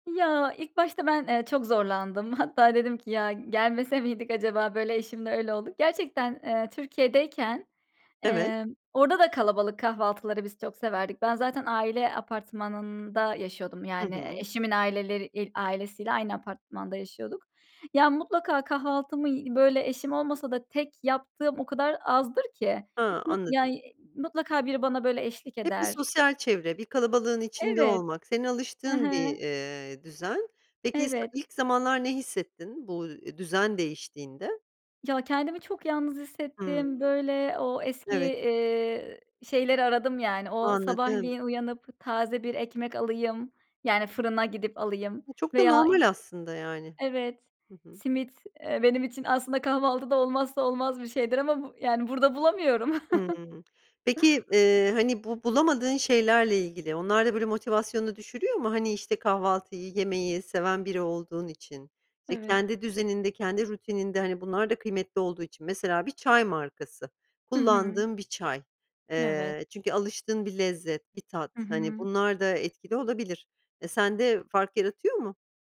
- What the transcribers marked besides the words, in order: tapping; other background noise; chuckle
- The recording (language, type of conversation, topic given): Turkish, podcast, Sabah uyandığınızda ilk yaptığınız şeyler nelerdir?